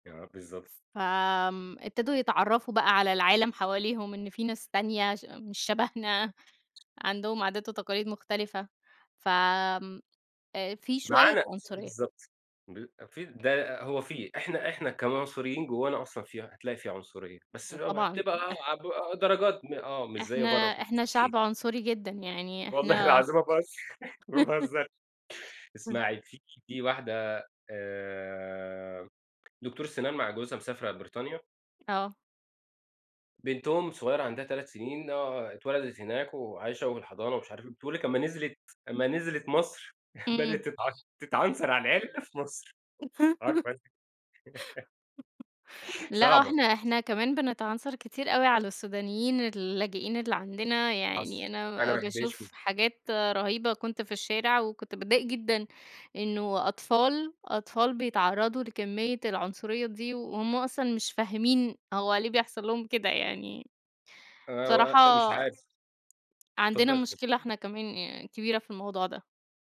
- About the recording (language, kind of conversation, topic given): Arabic, unstructured, هل بتحس إن التعبير عن نفسك ممكن يعرضك للخطر؟
- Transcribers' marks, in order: chuckle; laughing while speaking: "والله العظيم ما باهزر ما باهزرش"; giggle; tapping; laughing while speaking: "بدأت تتعش تتعنصر على العرق في مصر"; chuckle; other background noise